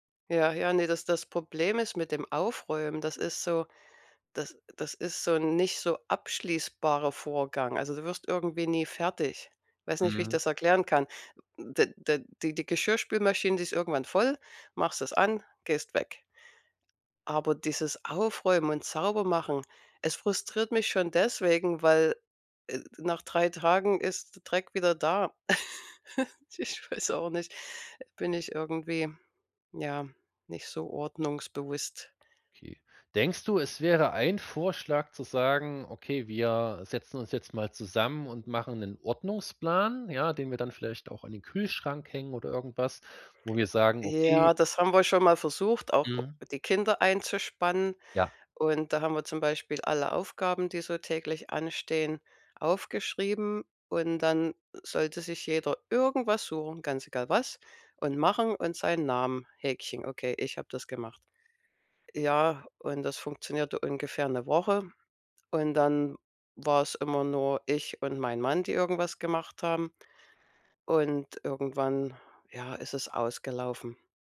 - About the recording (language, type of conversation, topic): German, advice, Wie kann ich wichtige Aufgaben trotz ständiger Ablenkungen erledigen?
- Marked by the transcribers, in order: chuckle; laughing while speaking: "Ich weiß auch nicht"; other background noise